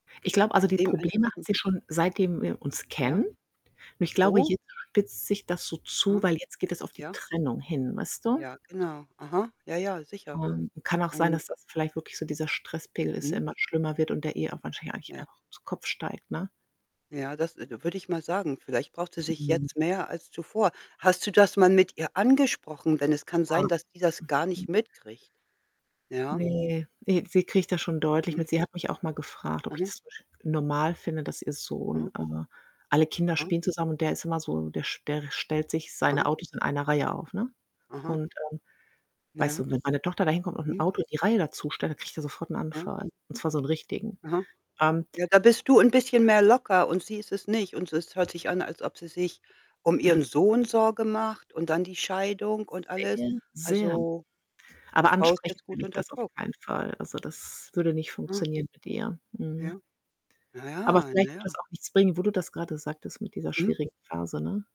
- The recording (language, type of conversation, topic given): German, unstructured, Fühlst du dich manchmal unter Druck, dich zu verstellen?
- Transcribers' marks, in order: static; other background noise; distorted speech; unintelligible speech; unintelligible speech; other noise